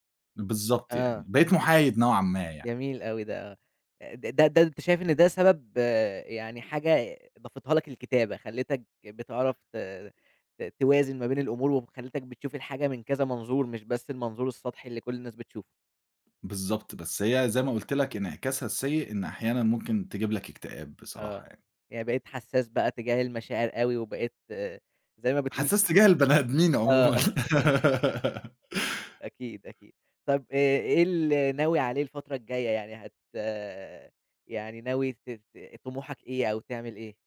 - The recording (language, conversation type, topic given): Arabic, podcast, إيه هي اللحظة اللي حياتك اتغيّرت فيها تمامًا؟
- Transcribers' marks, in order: laugh